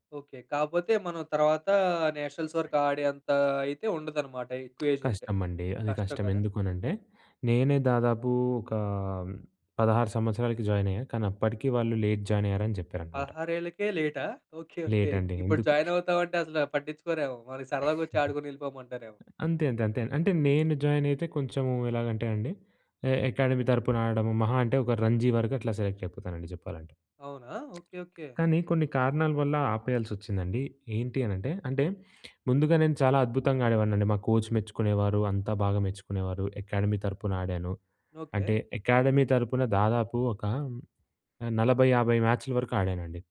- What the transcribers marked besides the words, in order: in English: "నేషనల్స్"; other background noise; in English: "ఏజ్"; drawn out: "ఒక"; in English: "జాయిన్"; in English: "లేట్ జాయిన్"; in English: "లేట్"; in English: "జాయిన్"; laugh; in English: "జాయిన్"; in English: "అకాడమీ"; in English: "సెలెక్ట్"; in English: "కోచ్"; in English: "అకాడమీ"; in English: "అకాడమీ"
- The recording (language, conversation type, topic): Telugu, podcast, ఒక చిన్న సహాయం పెద్ద మార్పు తేవగలదా?